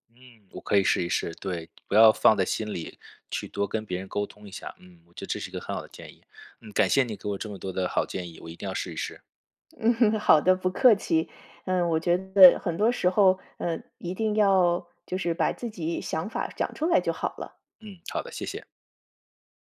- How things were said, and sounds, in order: laughing while speaking: "嗯，好的，不客气"
- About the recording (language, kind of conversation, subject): Chinese, advice, 日常压力会如何影响你的注意力和创造力？